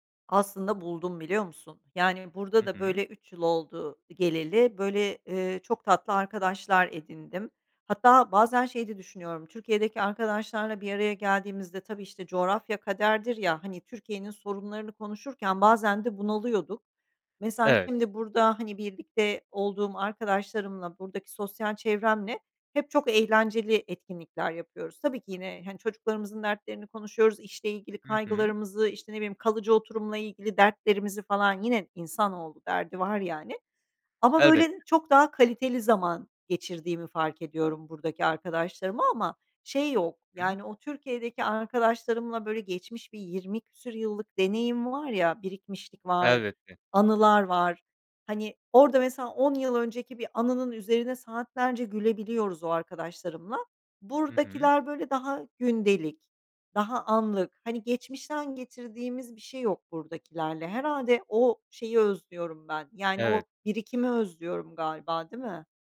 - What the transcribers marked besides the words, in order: other background noise
- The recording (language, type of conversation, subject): Turkish, advice, Eski arkadaşlarınızı ve ailenizi geride bırakmanın yasını nasıl tutuyorsunuz?